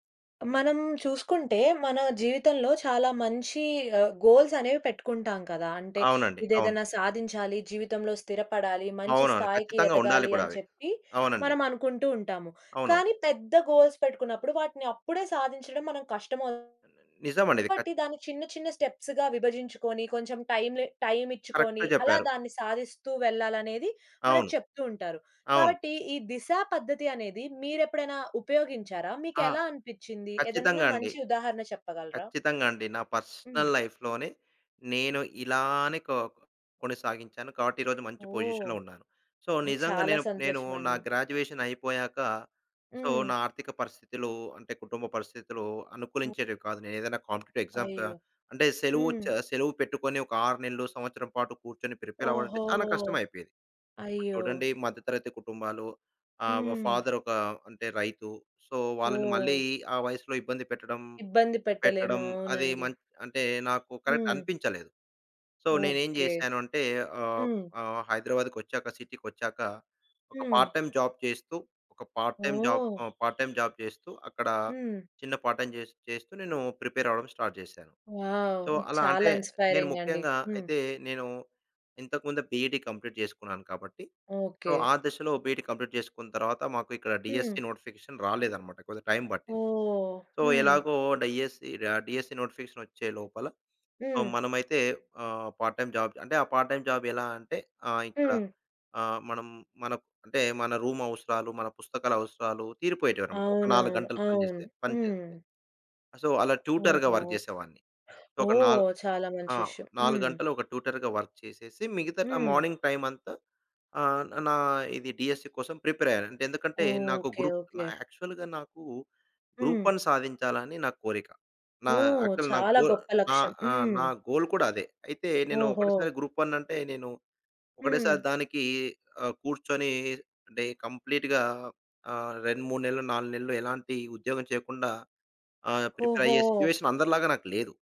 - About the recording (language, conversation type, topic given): Telugu, podcast, చిన్న చిన్న దశలుగా ముందుకు సాగడం మీకు ఏ విధంగా ఉపయోగపడింది?
- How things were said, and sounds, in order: in English: "గోల్స్"; in English: "గోల్స్"; in English: "స్టెప్స్"; in English: "కరెక్ట్‌గా"; in English: "పర్సనల్ లైఫ్‌లోనే"; in English: "పొజిషన్‌లో"; in English: "సో"; in English: "గ్రాడ్యుయేషన్"; in English: "సో"; in English: "కాంపిటీటివ్ ఎగ్జామ్స్"; in English: "ప్రిపేర్"; in English: "ఫాదర్"; in English: "సో"; in English: "కరెక్ట్"; in English: "సో"; in English: "సిటీకొచ్చాక"; horn; in English: "పార్ట్ టైమ్ జాబ్"; in English: "పార్ట్ టైమ్ జాబ్"; in English: "పార్ట్ టైమ్ జాబ్"; in English: "పార్ట్ టైమ్"; in English: "ప్రిపేర్"; in English: "స్టార్ట్"; in English: "సో"; tapping; in English: "వావ్!"; in English: "బీఈడీ కంప్లీట్"; in English: "సో"; in English: "బీఈడీ కంప్లీట్"; in English: "డీఎస్‌సీ నోటిఫికేషన్"; in English: "సో"; in English: "డీఎస్‌సీ నోటిఫికేషన్"; in English: "పార్ట్ టైమ్ జాబ్"; in English: "పార్ట్ టైమ్ జాబ్"; in English: "రూమ్"; in English: "సో"; in English: "ట్యూటర్‌గా వర్క్"; other background noise; in English: "సో"; in English: "ట్యూటర్‌గా వర్క్"; in English: "మార్నింగ్ టైమ్"; in English: "డీఎస్‌సీ"; in English: "ప్రిపేర్"; in English: "గ్రూప్"; in English: "యాక్చువల్‌గా"; in English: "యాక్చువల్"; in English: "గోల్"; in English: "గోల్"; in English: "కంప్లీట్‌గా"; in English: "ప్రిపేర్"; in English: "సిచ్యువేషన్"